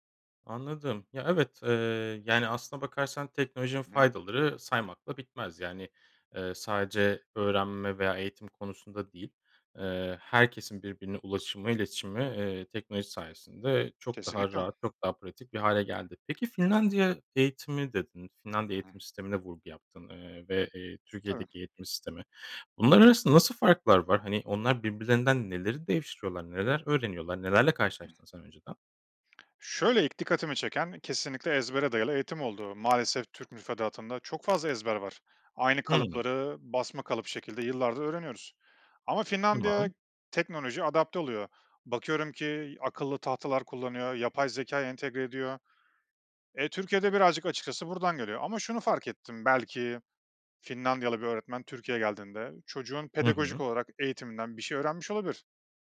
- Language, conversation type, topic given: Turkish, podcast, Teknoloji öğrenme biçimimizi nasıl değiştirdi?
- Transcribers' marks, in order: unintelligible speech; tapping; other background noise; other noise